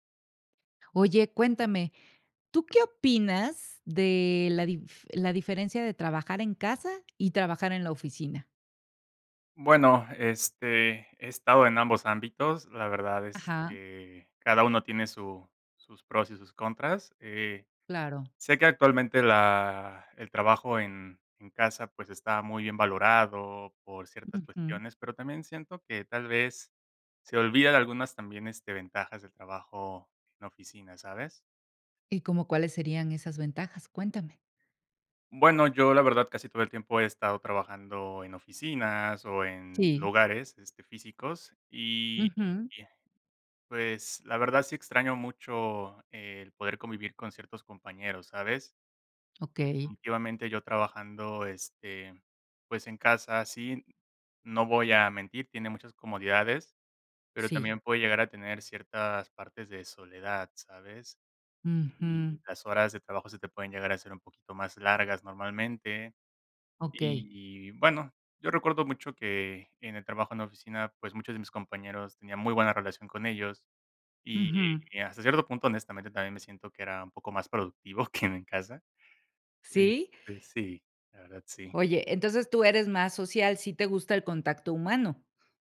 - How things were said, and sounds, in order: other background noise; other noise; laughing while speaking: "que en mi casa"
- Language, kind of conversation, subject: Spanish, podcast, ¿Qué opinas del teletrabajo frente al trabajo en la oficina?